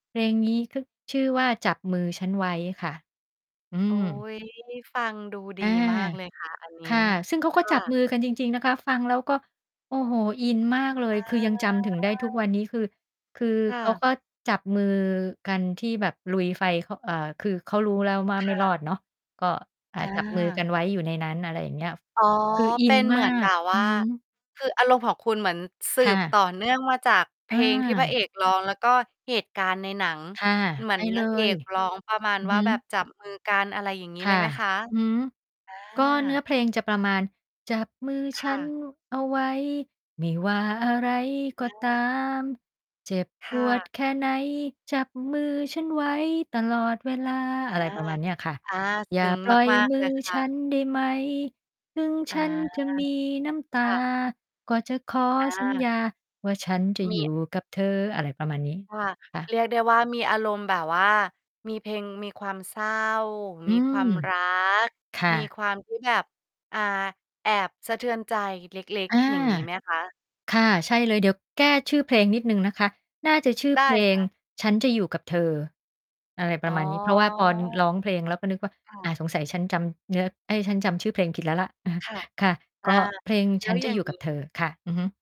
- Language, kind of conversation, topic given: Thai, podcast, เพลงประกอบภาพยนตร์มีผลต่ออารมณ์ของคุณอย่างไร?
- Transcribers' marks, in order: distorted speech; drawn out: "อา"; tapping; singing: "จับมือฉันเอาไว้ ไม่ว่าอะไรก็ตาม เจ็บปวดแค่ไหนจับมือฉันไว้ตลอดเวลา"; singing: "อย่าปล่อยมือฉันได้ไหม ถึงฉันจะมีน้ำตา ก็จะขอสัญญาว่าฉันจะอยู่กับเธอ"; drawn out: "อ๋อ"